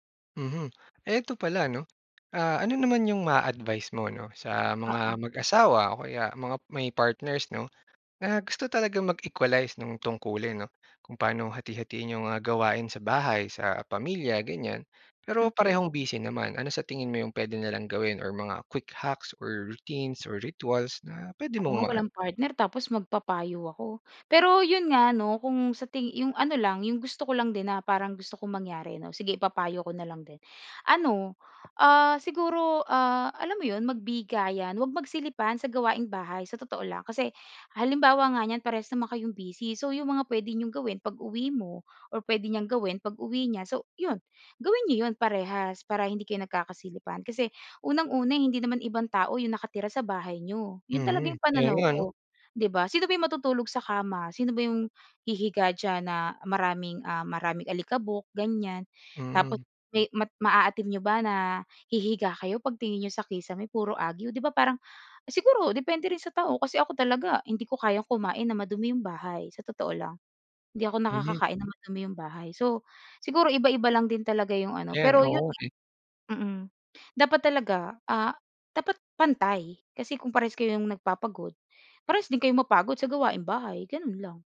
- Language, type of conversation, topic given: Filipino, podcast, Paano ninyo hinahati-hati ang mga gawaing-bahay sa inyong pamilya?
- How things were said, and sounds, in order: in English: "mag-equalize"; in English: "quick hacks or routines or rituals"; fan